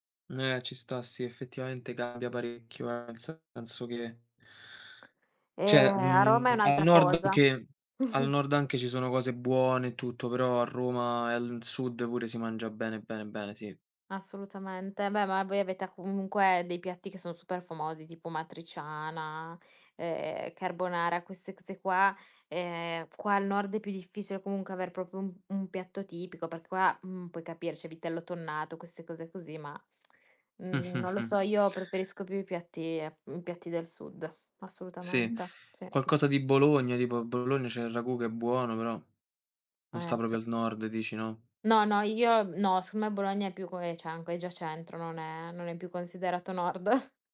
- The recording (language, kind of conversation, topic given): Italian, unstructured, Qual è la tua tradizione culinaria preferita?
- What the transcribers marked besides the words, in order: other background noise; "cioè" said as "ceh"; chuckle; "proprio" said as "propio"; chuckle; lip smack; tapping; "proprio" said as "propio"; unintelligible speech; laughing while speaking: "Nord"